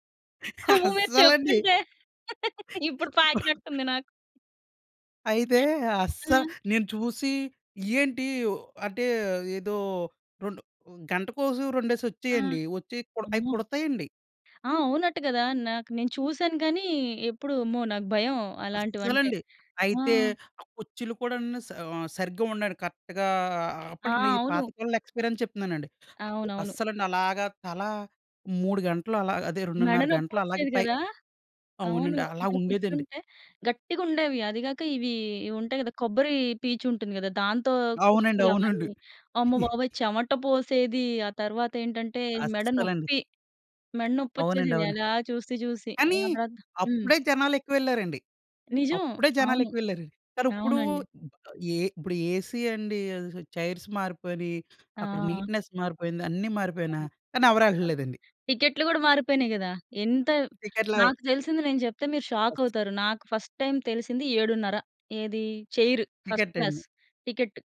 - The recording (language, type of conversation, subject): Telugu, podcast, మీ మొదటి సినిమా థియేటర్ అనుభవం ఎలా ఉండేది?
- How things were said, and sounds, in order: laughing while speaking: "అస్సలండి"; laughing while speaking: "అమ్మో! మీరు చెప్తుంటే ఇప్పుడు పాకినట్టు ఉంది నాకు"; laugh; in English: "కరెక్ట్‌గా"; in English: "ఎక్స్‌పిరియన్స్"; chuckle; in English: "ఏసీ"; in English: "చైర్స్"; in English: "నీట్‍నెస్"; tapping; in English: "షాక్"; in English: "ఫస్ట్ టైం"; in English: "ఫస్ట్ క్లాస్"